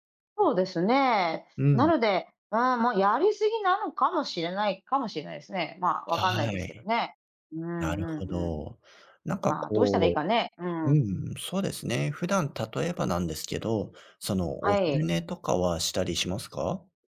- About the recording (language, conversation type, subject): Japanese, advice, 疲れや燃え尽きで何もやる気が出ないとき、どうしたらいいですか？
- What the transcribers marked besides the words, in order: none